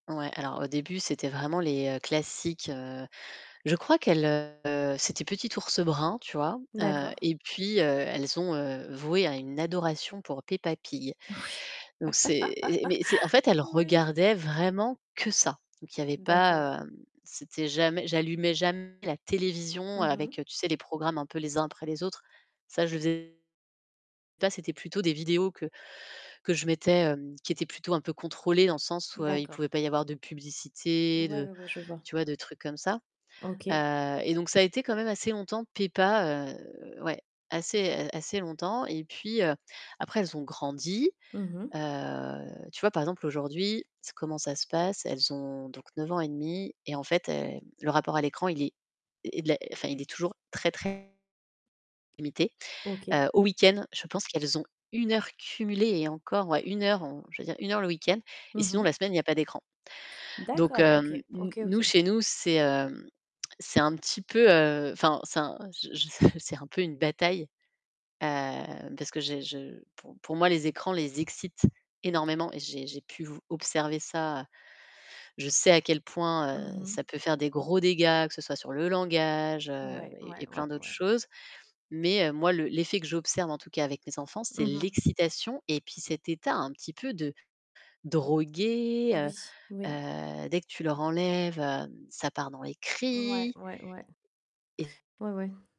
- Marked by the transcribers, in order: tapping; distorted speech; laugh; stressed: "gros"; stressed: "drogué"; stressed: "cris"
- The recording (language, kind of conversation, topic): French, podcast, Comment trouvez-vous le bon équilibre entre les écrans et les enfants à la maison ?